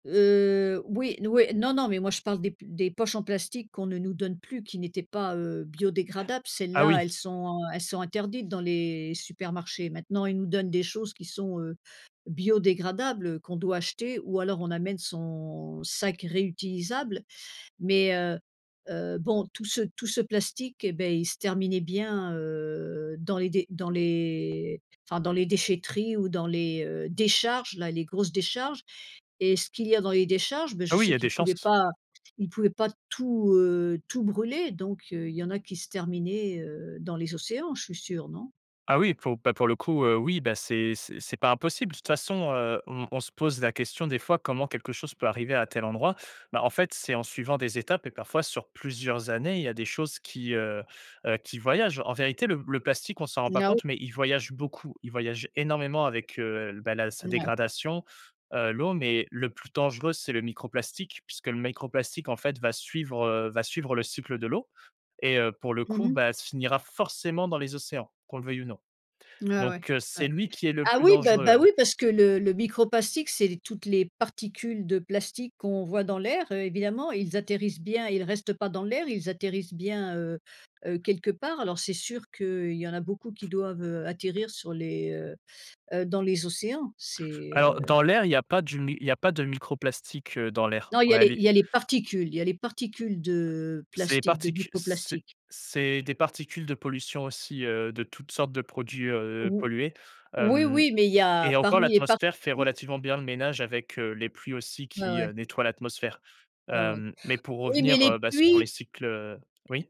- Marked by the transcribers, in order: tapping; stressed: "décharges"; put-on voice: "Now"; other background noise; unintelligible speech
- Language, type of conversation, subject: French, podcast, Que peut faire chacun pour protéger les cycles naturels ?